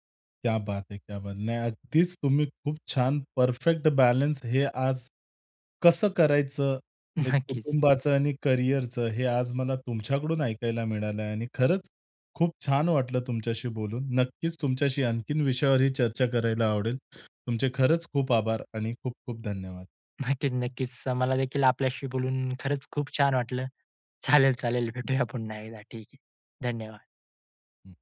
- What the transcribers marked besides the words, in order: in Hindi: "क्या बात है! क्या बात!"; laughing while speaking: "नक्कीच"; other background noise; laughing while speaking: "नक्कीच, नक्कीच"
- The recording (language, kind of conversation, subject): Marathi, podcast, कुटुंब आणि करिअरमध्ये प्राधान्य कसे ठरवता?